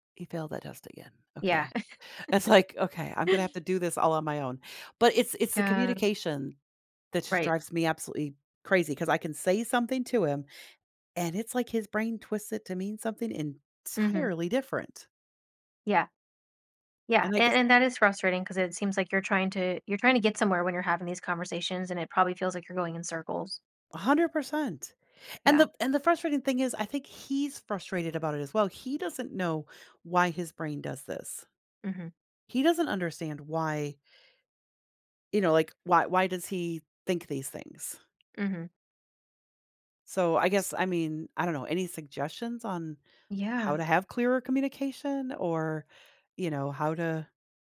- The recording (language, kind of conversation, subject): English, advice, How can I improve communication with my partner?
- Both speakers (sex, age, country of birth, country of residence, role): female, 30-34, United States, United States, advisor; female, 55-59, United States, United States, user
- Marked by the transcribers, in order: chuckle; other background noise